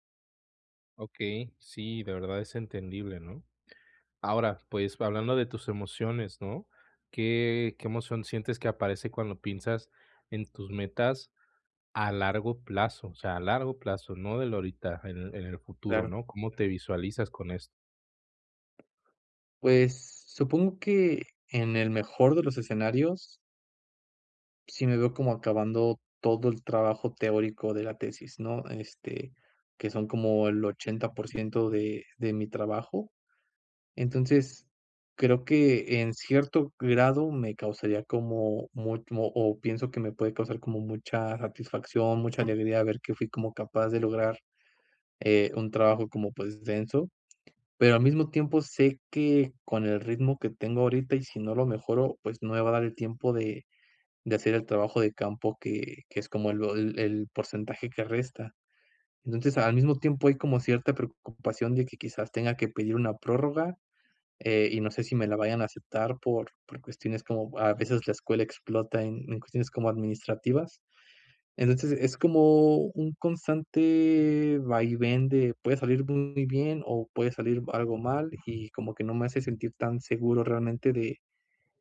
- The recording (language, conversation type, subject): Spanish, advice, ¿Cómo puedo alinear mis acciones diarias con mis metas?
- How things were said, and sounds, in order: tapping